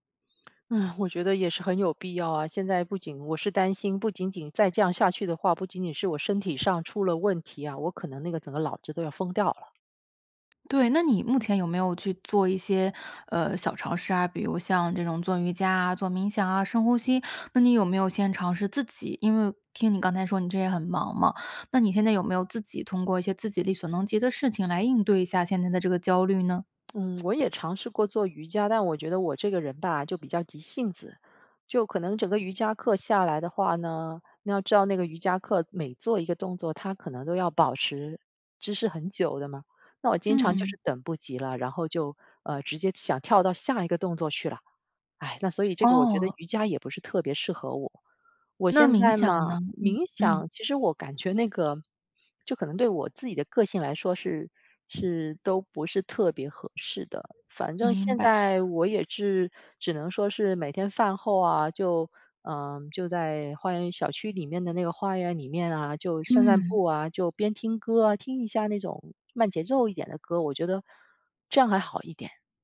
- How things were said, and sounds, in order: "脑子" said as "老子"; other background noise; "是" said as "至"
- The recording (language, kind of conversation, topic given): Chinese, advice, 当你把身体症状放大时，为什么会产生健康焦虑？